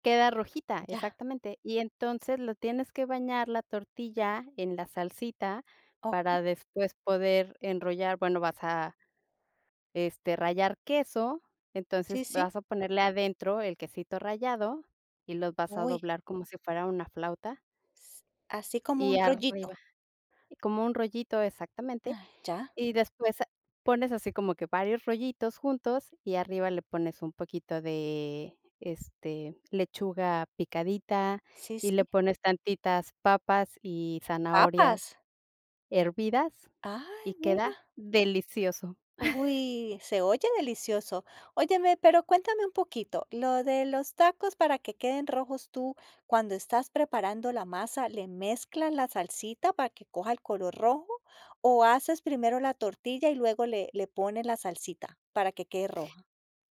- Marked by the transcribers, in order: chuckle
- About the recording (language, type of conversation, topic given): Spanish, podcast, ¿Qué plato te provoca nostalgia y por qué?